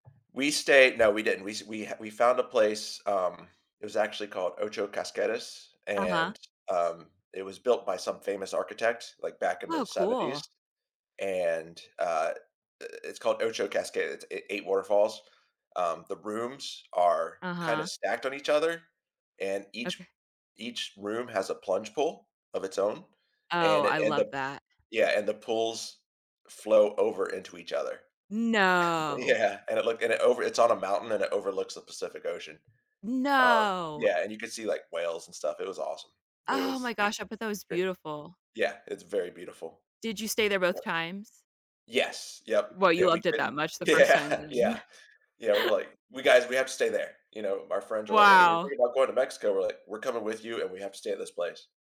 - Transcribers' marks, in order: other background noise; tapping; in Spanish: "Ocho"; chuckle; laughing while speaking: "Yeah"; drawn out: "No"; laughing while speaking: "yeah"; laugh
- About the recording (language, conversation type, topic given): English, unstructured, What is your favorite memory from traveling to a new place?
- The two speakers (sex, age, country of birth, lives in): female, 35-39, United States, United States; male, 45-49, United States, United States